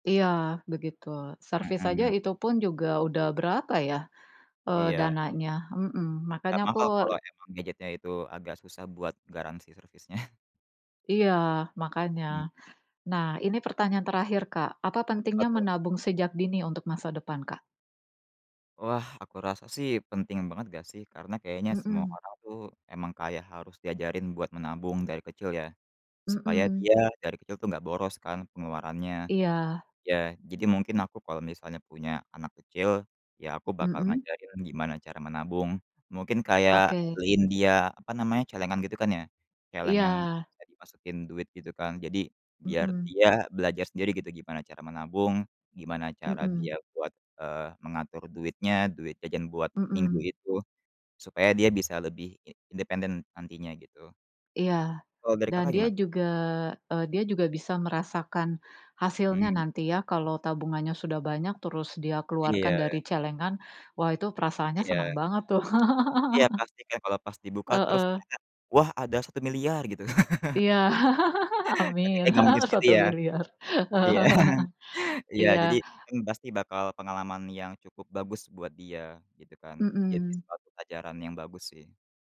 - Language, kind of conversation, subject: Indonesian, unstructured, Bagaimana kamu mulai menabung untuk masa depan?
- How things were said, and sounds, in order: chuckle; chuckle; chuckle; laughing while speaking: "satu miliar"; chuckle